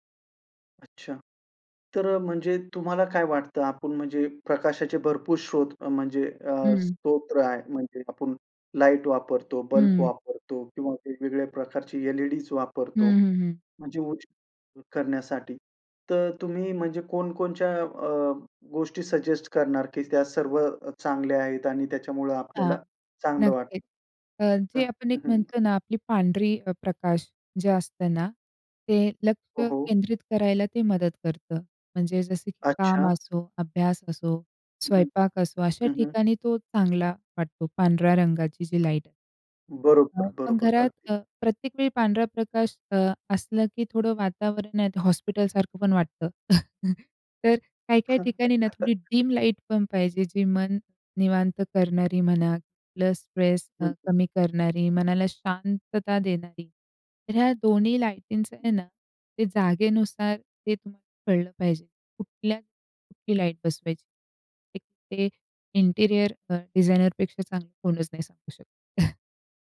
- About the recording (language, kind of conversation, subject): Marathi, podcast, घरात प्रकाश कसा असावा असं तुला वाटतं?
- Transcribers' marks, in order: in English: "सजेस्ट"; chuckle; in English: "डिम लाईटपण"; in English: "प्लस स्ट्रेस"; other background noise; in English: "इंटरिअर"; in English: "डिझायनरपेक्षा"; chuckle